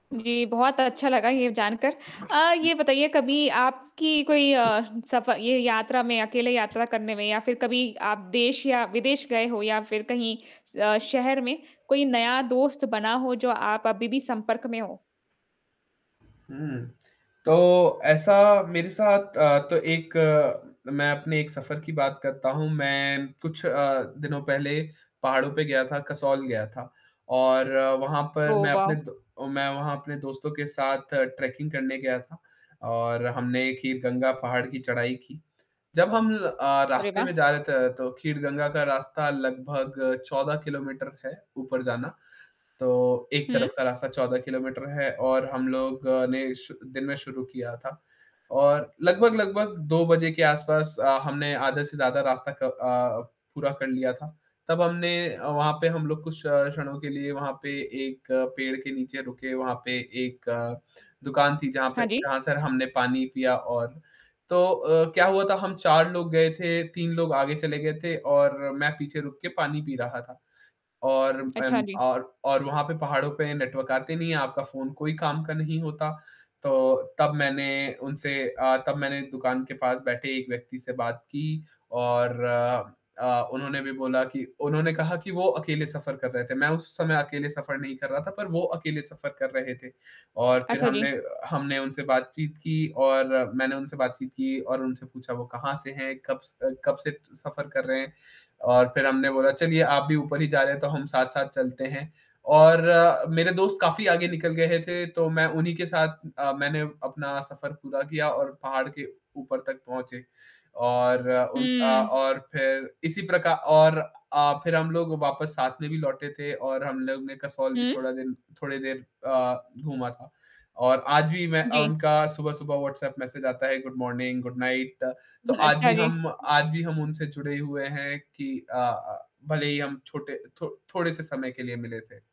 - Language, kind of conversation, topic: Hindi, podcast, अकेले सफ़र के दौरान आप नए लोगों से कैसे जुड़ते हैं?
- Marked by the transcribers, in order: tapping; static; other background noise; other noise; in English: "वाओ!"; in English: "ट्रैकिंग"; in English: "गुड मॉर्निंग, गुड नाइट"; chuckle